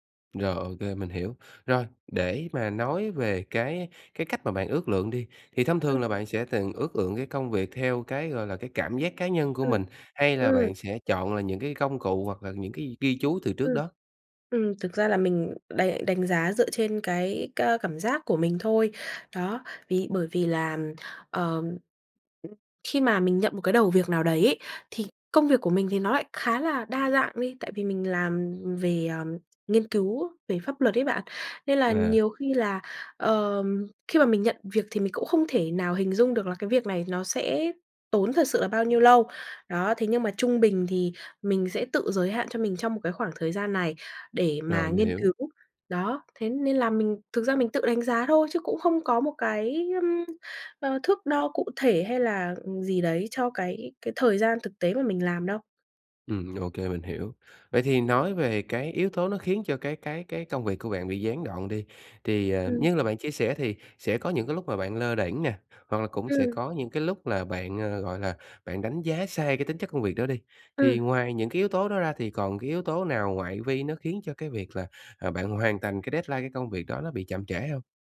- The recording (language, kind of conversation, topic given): Vietnamese, advice, Làm thế nào để tôi ước lượng thời gian chính xác hơn và tránh trễ hạn?
- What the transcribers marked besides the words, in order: tapping; other background noise; in English: "deadline"